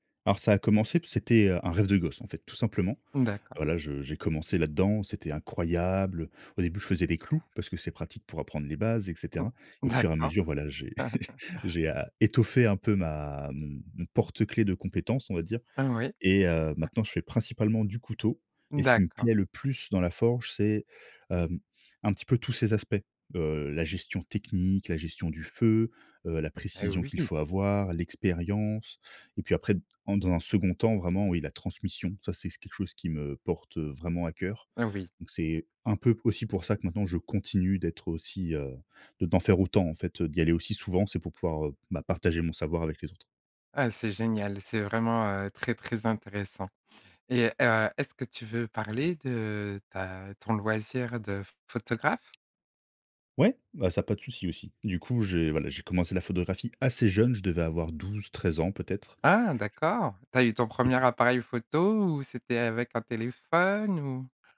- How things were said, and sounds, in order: chuckle; laugh; tapping
- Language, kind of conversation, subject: French, podcast, Parle-moi de l’un de tes loisirs créatifs préférés